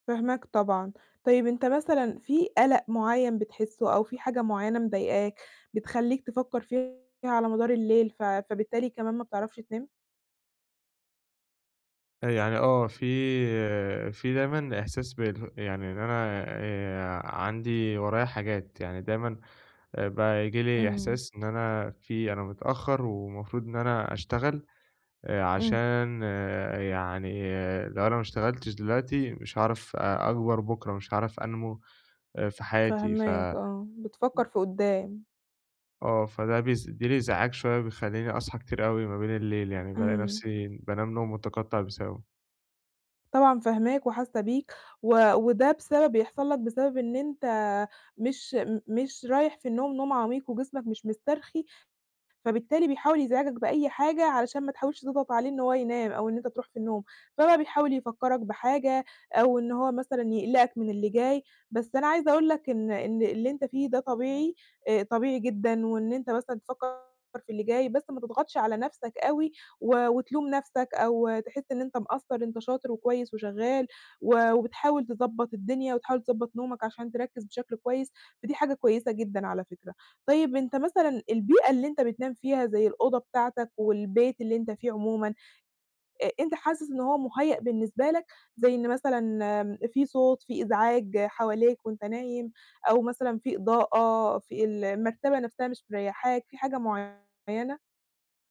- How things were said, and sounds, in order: distorted speech; other background noise
- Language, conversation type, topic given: Arabic, advice, إزاي أعمل روتين مسائي يخلّيني أنام بهدوء؟